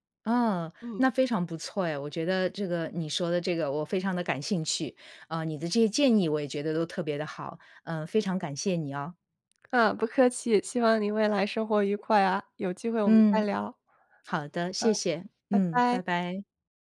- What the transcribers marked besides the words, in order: none
- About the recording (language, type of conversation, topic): Chinese, advice, 我怎样在社区里找到归属感并建立连结？